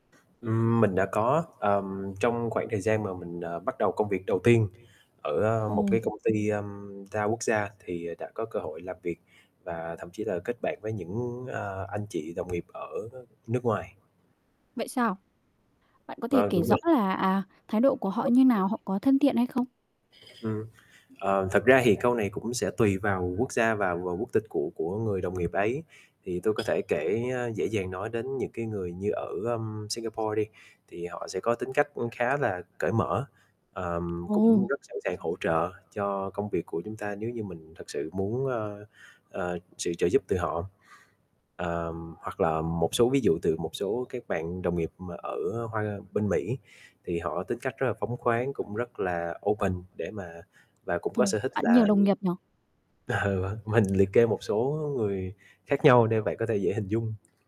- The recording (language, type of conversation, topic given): Vietnamese, podcast, Bạn có thể kể về trải nghiệm kết bạn với người bản địa của mình không?
- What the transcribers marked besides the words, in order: other background noise; static; tapping; distorted speech; in English: "open"; laughing while speaking: "ờ, vâng"